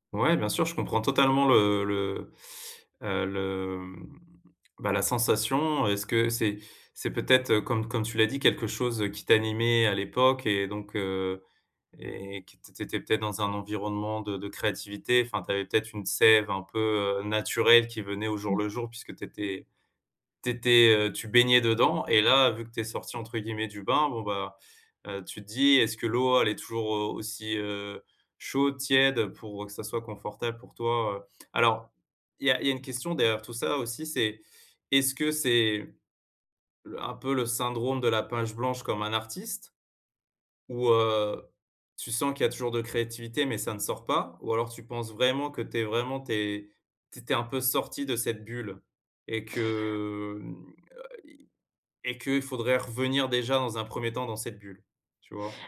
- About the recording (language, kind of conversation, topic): French, advice, Comment surmonter le doute sur son identité créative quand on n’arrive plus à créer ?
- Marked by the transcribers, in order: stressed: "vraiment"